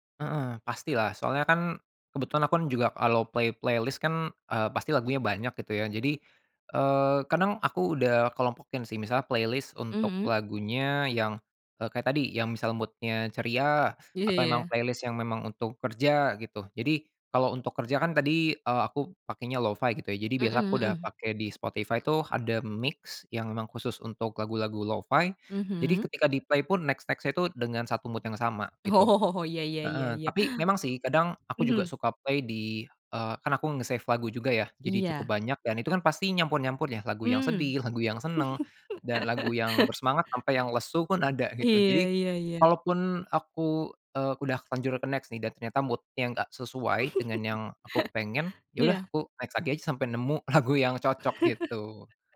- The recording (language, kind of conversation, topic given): Indonesian, podcast, Bagaimana biasanya kamu menemukan musik baru yang kamu suka?
- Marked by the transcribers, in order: in English: "play playlist"; in English: "playlist"; in English: "mood-nya"; in English: "playlist"; in English: "mix"; in English: "di-play"; in English: "next-next-nya"; in English: "mood"; laughing while speaking: "Oh"; in English: "play"; in English: "nge-save"; in English: "ke-next"; in English: "mood-nya"; in English: "next"